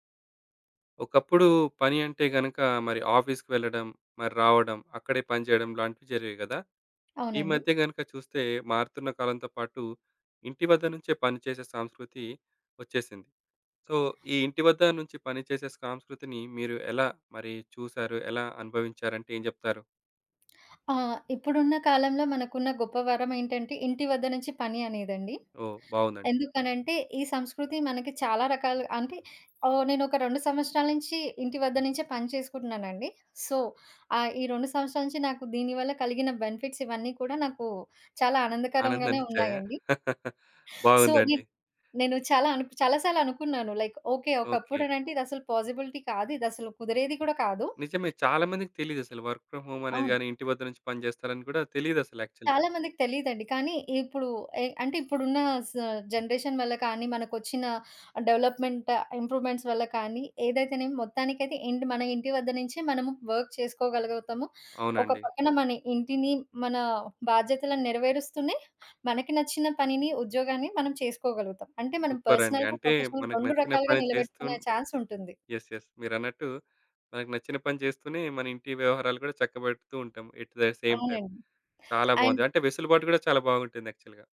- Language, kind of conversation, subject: Telugu, podcast, ఇంటినుంచి పని చేసే అనుభవం మీకు ఎలా ఉంది?
- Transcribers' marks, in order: in English: "ఆఫీస్‌కి"; in English: "సో"; other background noise; tapping; in English: "సో"; in English: "బెనిఫిట్స్"; chuckle; in English: "సో"; in English: "లైక్"; in English: "పాజిబిలిటీ"; in English: "వర్క్ ఫ్రమ్ హోమ్"; in English: "యాక్చువల్‌గా"; in English: "జనరేషన్"; in English: "డెవలప్‌మెంట్, ఇంప్రూవ్‌మెంట్స్"; in English: "వర్క్"; in English: "పర్సనల్‌గా, ప్రొఫెషనల్‌గా"; in English: "యెస్. యెస్"; in English: "ఛాన్స్"; in English: "ఎట్ థ సేమ్ టైమ్"; in English: "అండ్"; in English: "యాక్చువల్‌గా"